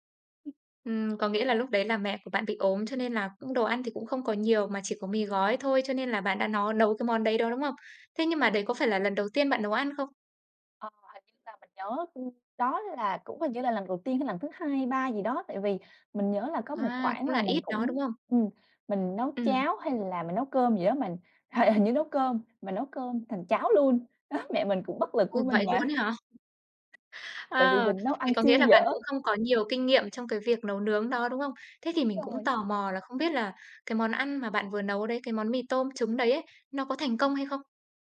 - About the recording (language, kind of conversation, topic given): Vietnamese, podcast, Bạn có thể kể về một kỷ niệm ẩm thực khiến bạn nhớ mãi không?
- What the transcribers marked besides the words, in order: other background noise; laughing while speaking: "Đó"; laughing while speaking: "mà"